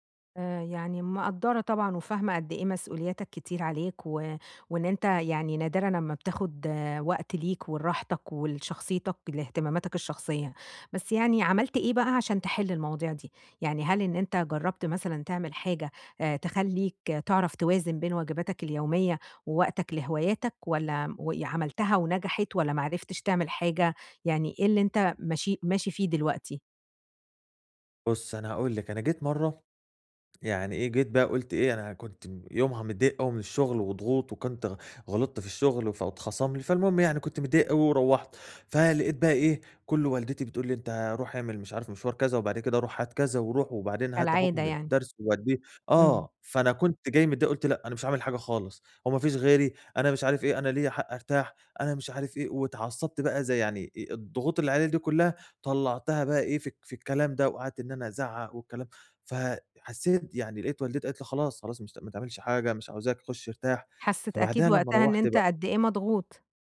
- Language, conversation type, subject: Arabic, advice, إزاي أوازن بين التزاماتي اليومية ووقتي لهواياتي بشكل مستمر؟
- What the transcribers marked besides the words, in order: none